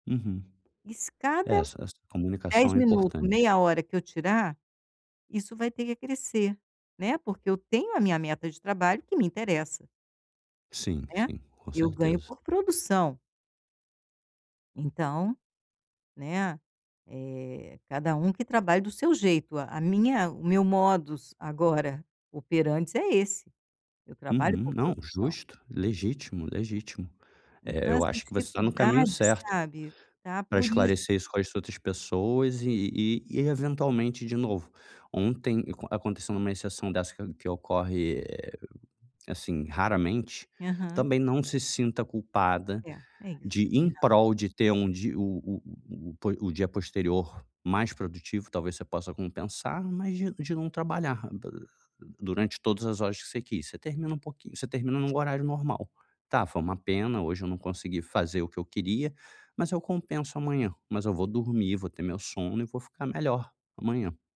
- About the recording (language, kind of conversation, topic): Portuguese, advice, Como posso levantar cedo com mais facilidade?
- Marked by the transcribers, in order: other background noise; tapping